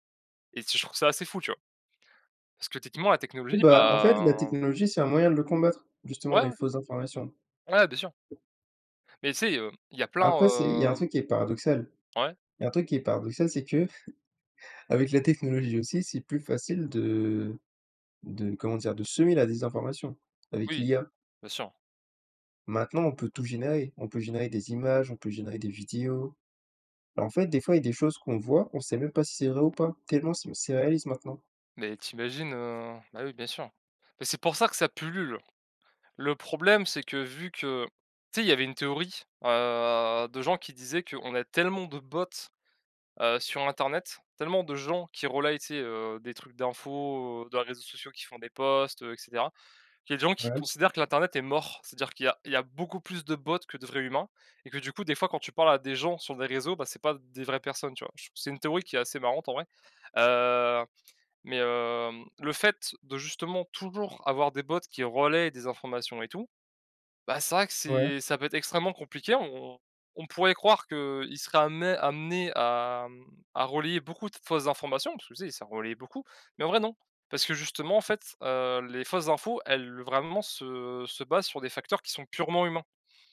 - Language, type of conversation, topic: French, unstructured, Comment la technologie peut-elle aider à combattre les fausses informations ?
- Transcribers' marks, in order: tapping; stressed: "gens"